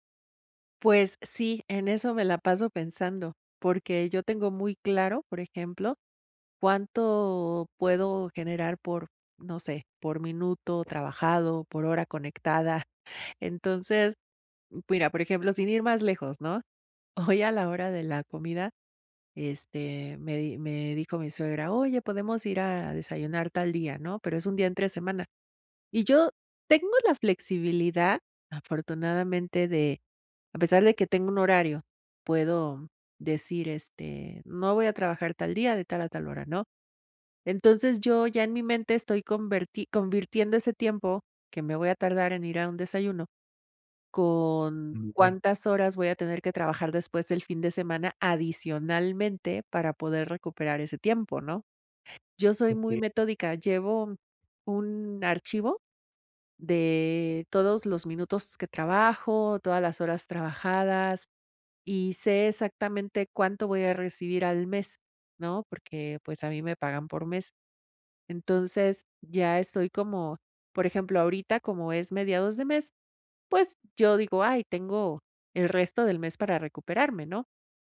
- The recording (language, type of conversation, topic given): Spanish, advice, ¿Por qué me siento culpable al descansar o divertirme en lugar de trabajar?
- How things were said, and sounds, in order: chuckle; unintelligible speech